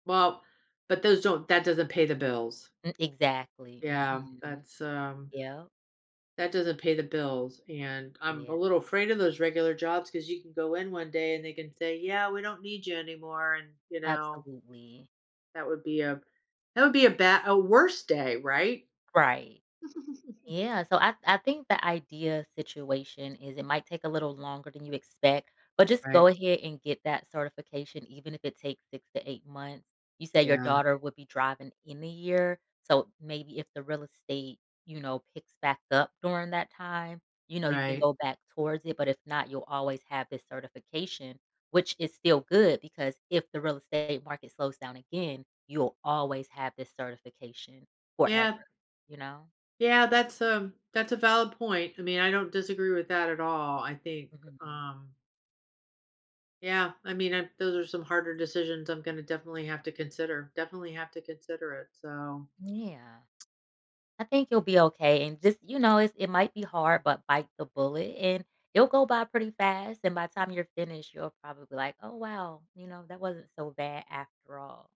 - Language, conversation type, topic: English, advice, How can I get unstuck in my career?
- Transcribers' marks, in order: laugh; stressed: "always"